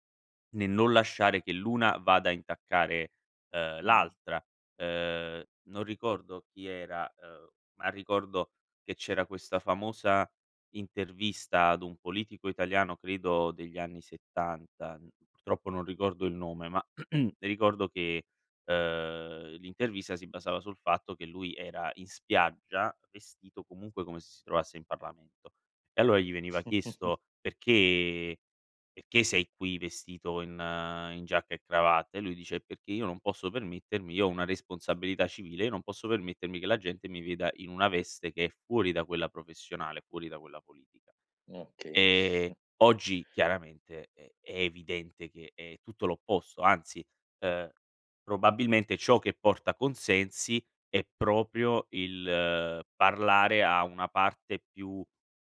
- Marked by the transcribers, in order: throat clearing; tapping; chuckle; chuckle; other background noise
- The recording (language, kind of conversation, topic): Italian, podcast, In che modo i social media trasformano le narrazioni?